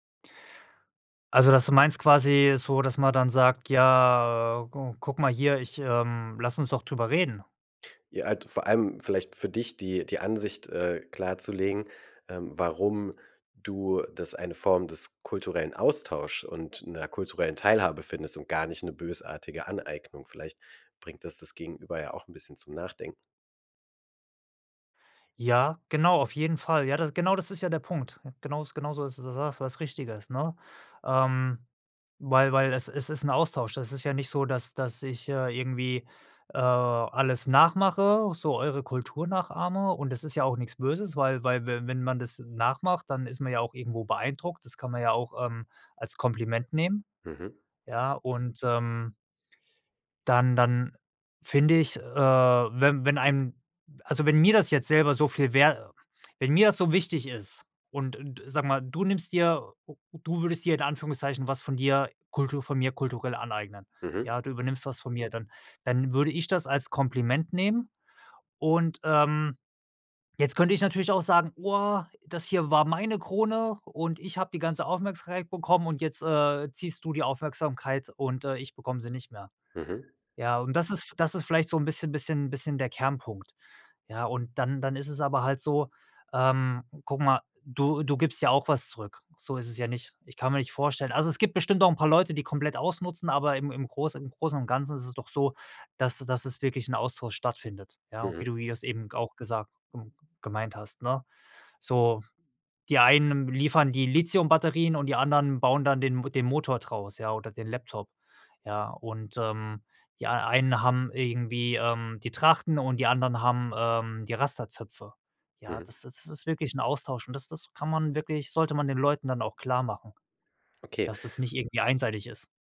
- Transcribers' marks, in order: drawn out: "Ja"; other background noise; "Aufmerksamkeit" said as "Aufmerkskeit"
- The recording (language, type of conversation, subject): German, podcast, Wie gehst du mit kultureller Aneignung um?
- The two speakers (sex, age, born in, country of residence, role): male, 35-39, Germany, Germany, host; male, 35-39, Germany, Sweden, guest